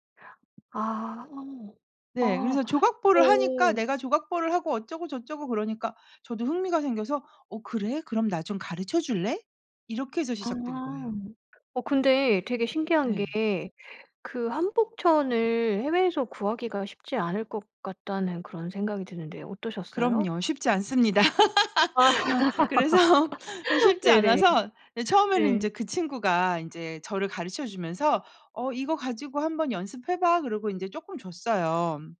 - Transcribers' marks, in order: other background noise; laugh; laughing while speaking: "그래서"; laughing while speaking: "아"; laugh
- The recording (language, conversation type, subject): Korean, podcast, 취미로 만든 것 중 가장 자랑스러운 건 뭐예요?